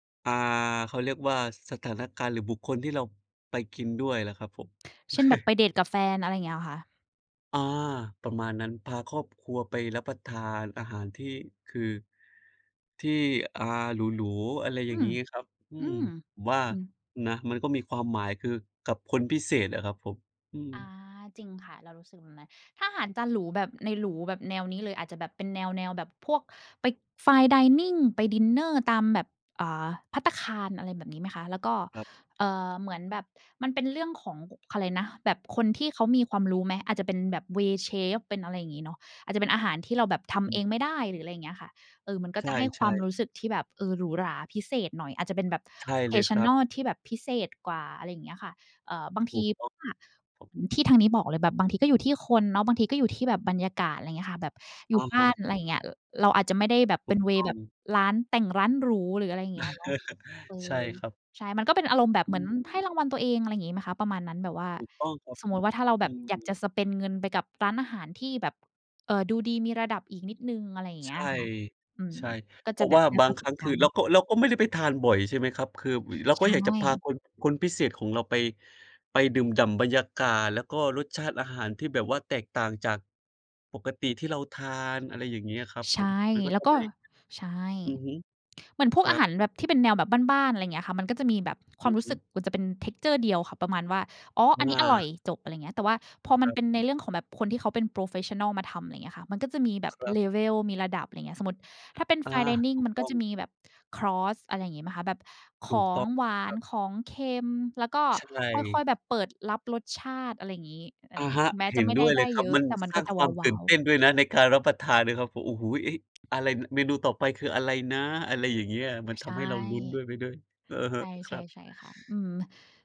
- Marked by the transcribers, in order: tapping; laugh; in English: "fine dining"; in English: "เวย์"; other noise; in English: "traditional"; in English: "เวย์"; laugh; in English: "spend"; in English: "texture"; other background noise; in English: "โพรเฟสชันนัล"; in English: "level"; in English: "fine dining"; tsk
- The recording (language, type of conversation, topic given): Thai, unstructured, อาหารจานไหนที่คุณคิดว่าทำง่ายแต่รสชาติดี?